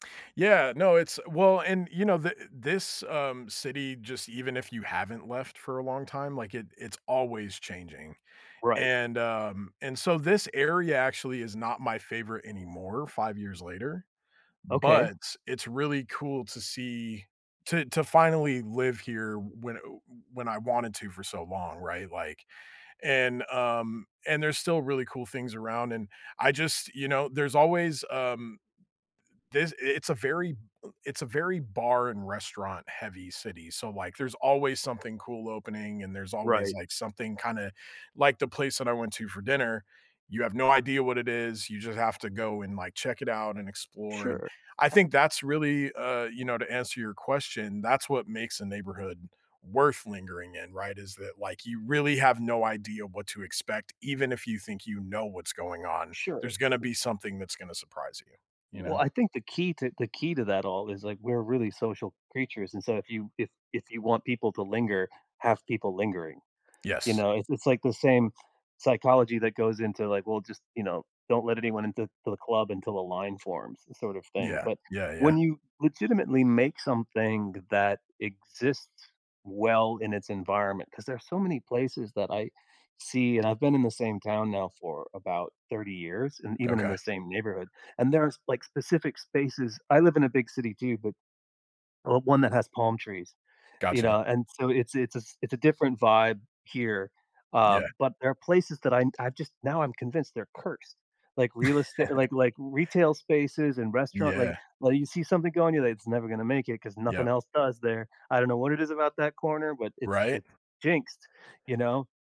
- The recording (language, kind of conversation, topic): English, unstructured, How can I make my neighborhood worth lingering in?
- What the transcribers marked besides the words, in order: other noise; other background noise; chuckle